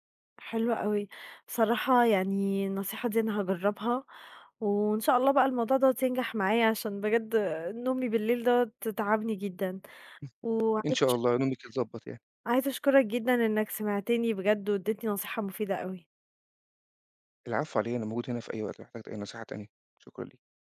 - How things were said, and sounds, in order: unintelligible speech; unintelligible speech; tapping
- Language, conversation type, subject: Arabic, advice, إزاي القيلولات المتقطعة بتأثر على نومي بالليل؟